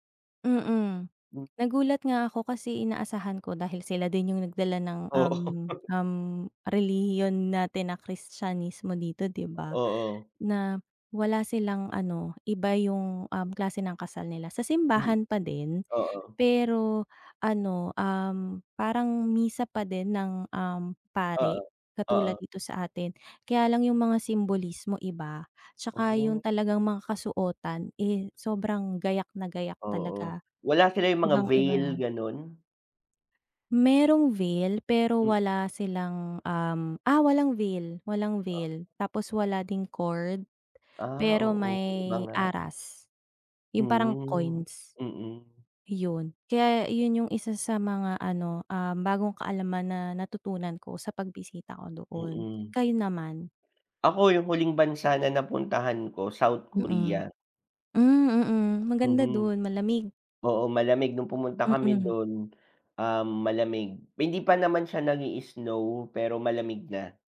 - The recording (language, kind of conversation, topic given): Filipino, unstructured, Ano ang mga bagong kaalaman na natutuhan mo sa pagbisita mo sa [bansa]?
- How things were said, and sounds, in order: tapping; laugh; inhale; other background noise; inhale